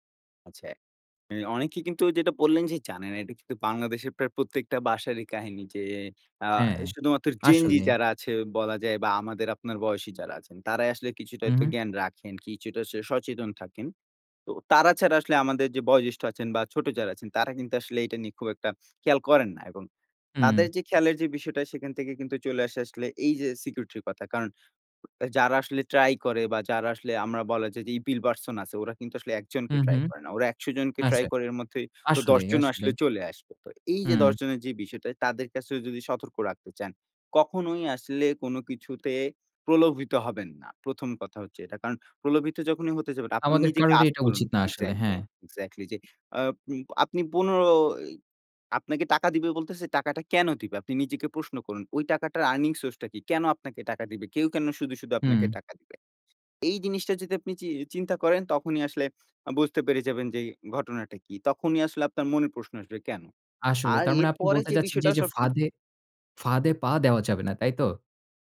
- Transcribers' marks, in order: tapping; in English: "security"; in English: "ইপিল পারসন"; "evil person" said as "ইপিল পারসন"; other background noise; in English: "ask"; in English: "earning source"
- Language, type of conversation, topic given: Bengali, podcast, আপনি অনলাইনে লেনদেন কীভাবে নিরাপদ রাখেন?